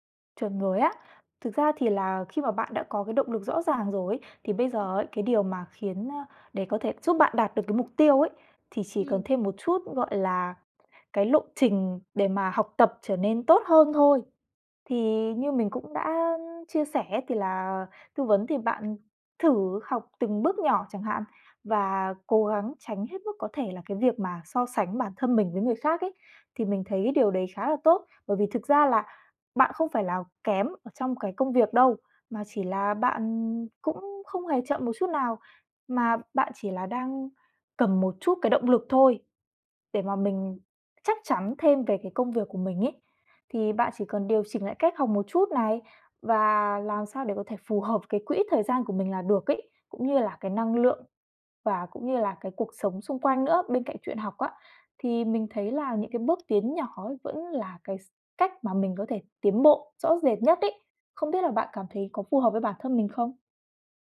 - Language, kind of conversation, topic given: Vietnamese, advice, Bạn nên làm gì khi lo lắng và thất vọng vì không đạt được mục tiêu đã đặt ra?
- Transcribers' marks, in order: tapping; other background noise